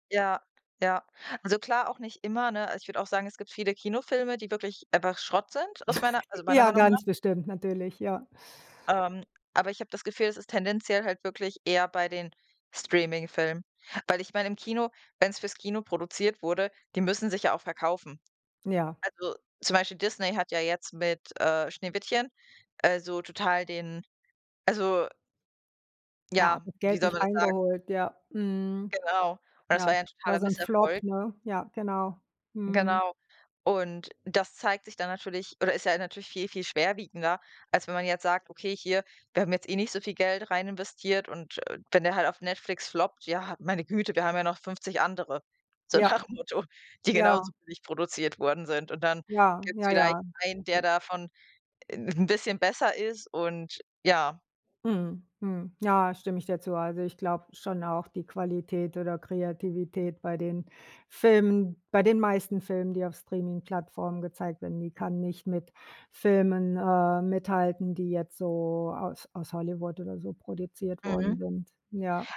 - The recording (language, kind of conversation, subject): German, unstructured, Glaubst du, dass Streaming-Dienste die Filmkunst kaputtmachen?
- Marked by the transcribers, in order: chuckle; laughing while speaking: "nach dem Motto"; other noise